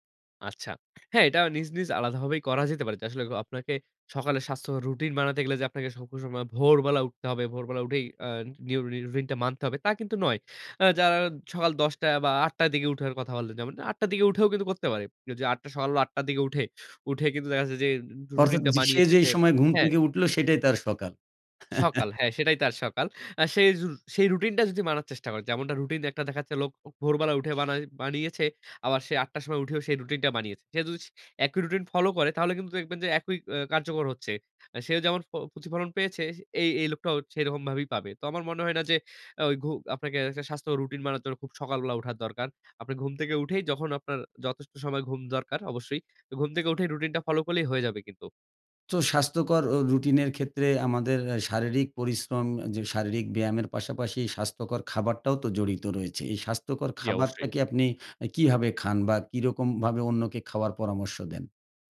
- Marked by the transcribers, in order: "রুটিন" said as "রুইন"; chuckle; "বানানোর" said as "বানার"
- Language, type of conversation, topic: Bengali, podcast, তুমি কীভাবে একটি স্বাস্থ্যকর সকালের রুটিন তৈরি করো?